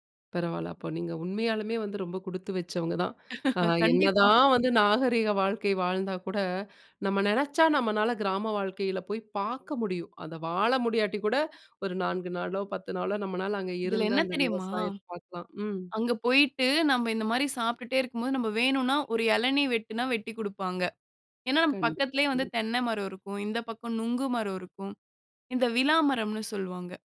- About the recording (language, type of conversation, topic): Tamil, podcast, ஒரு விவசாய கிராமத்தைப் பார்வையிடும் அனுபவம் பற்றி சொல்லுங்க?
- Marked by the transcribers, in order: laugh; other noise; horn